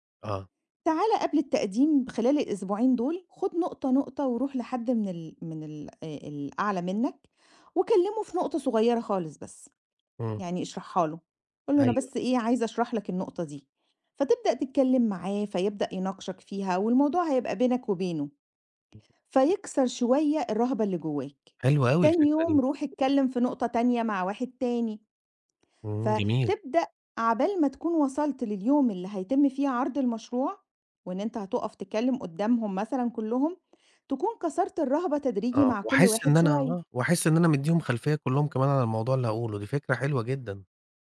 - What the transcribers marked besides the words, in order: other noise; tapping
- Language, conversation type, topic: Arabic, advice, إزاي أقدر أتغلب على خوفي من الكلام قدام ناس في الشغل؟